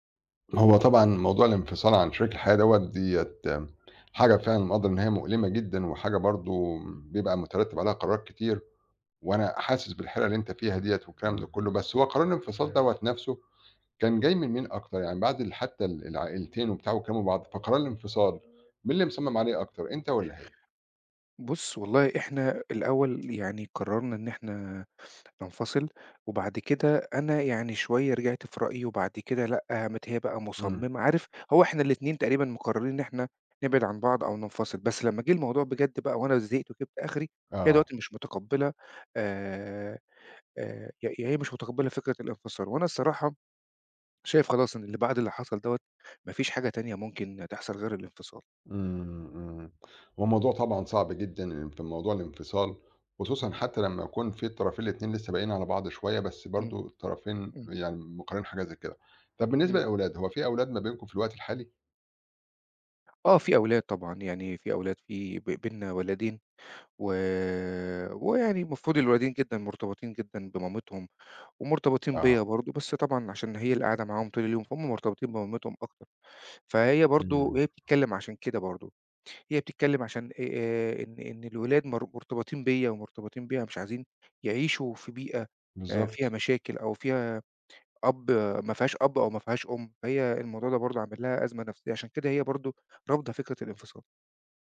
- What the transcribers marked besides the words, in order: tapping
- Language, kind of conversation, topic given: Arabic, advice, إزاي أتعامل مع صعوبة تقبّلي إن شريكي اختار يسيبني؟